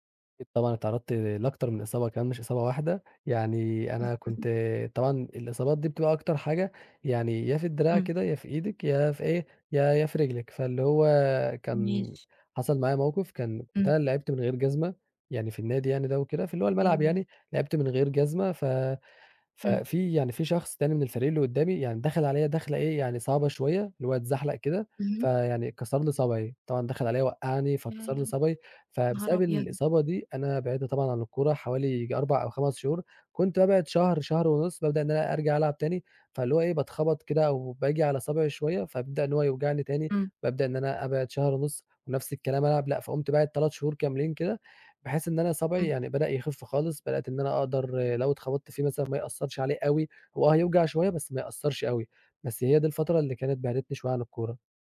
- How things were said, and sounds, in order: other background noise
- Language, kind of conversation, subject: Arabic, podcast, إيه أكتر هواية بتحب تمارسها وليه؟